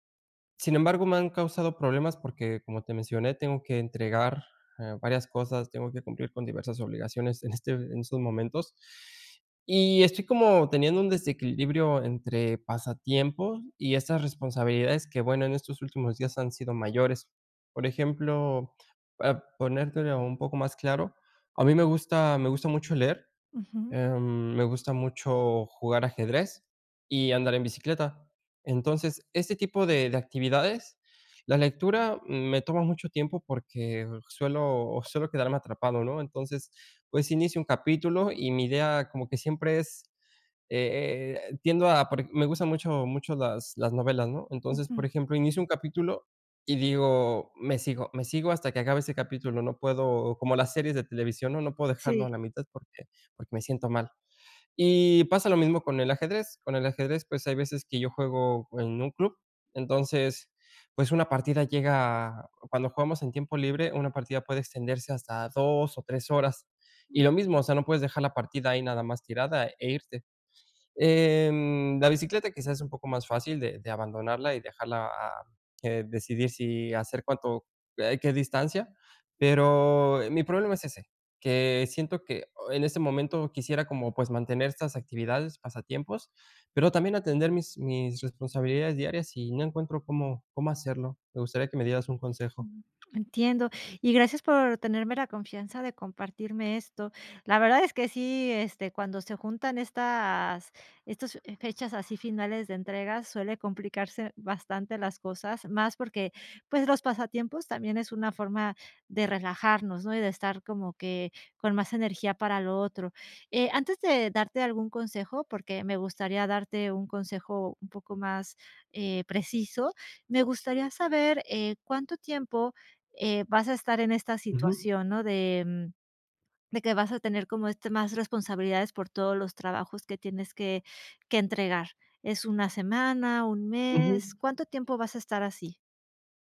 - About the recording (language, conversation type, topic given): Spanish, advice, ¿Cómo puedo equilibrar mis pasatiempos y responsabilidades diarias?
- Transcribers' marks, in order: chuckle; other background noise